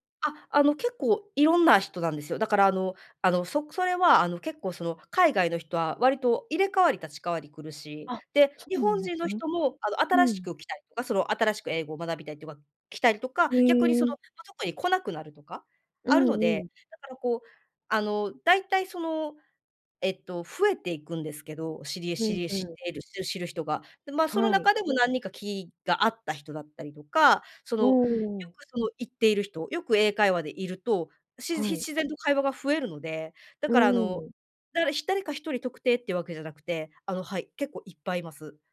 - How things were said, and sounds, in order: none
- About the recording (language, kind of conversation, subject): Japanese, podcast, 趣味がきっかけで仲良くなった経験はありますか？